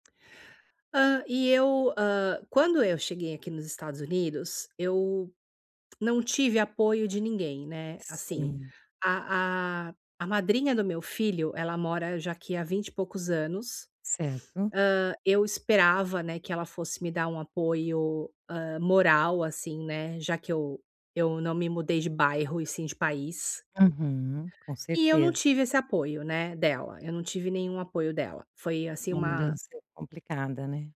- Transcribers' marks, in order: tapping
- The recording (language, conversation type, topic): Portuguese, advice, Como posso manter limites saudáveis ao apoiar um amigo?